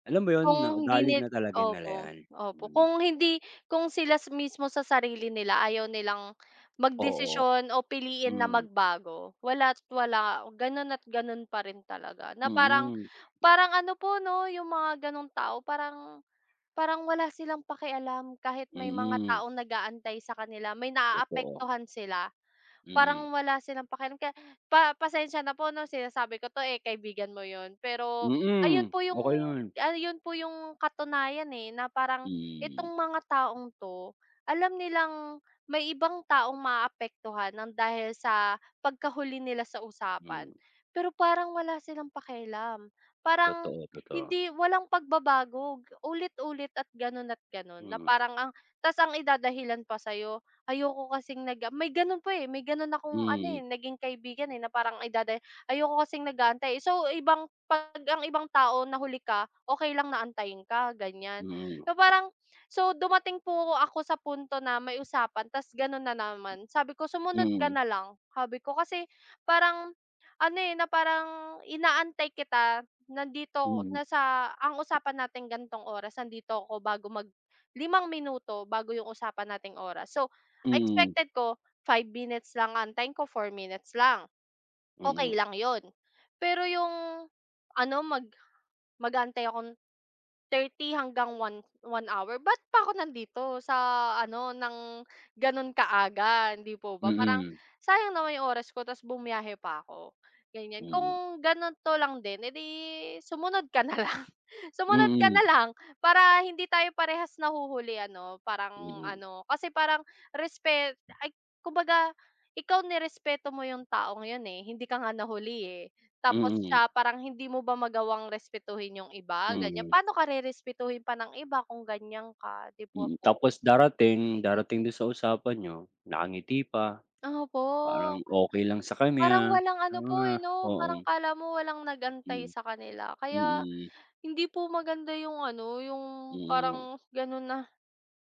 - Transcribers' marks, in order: other background noise
- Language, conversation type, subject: Filipino, unstructured, Ano ang masasabi mo sa mga taong palaging nahuhuli sa mga lakad?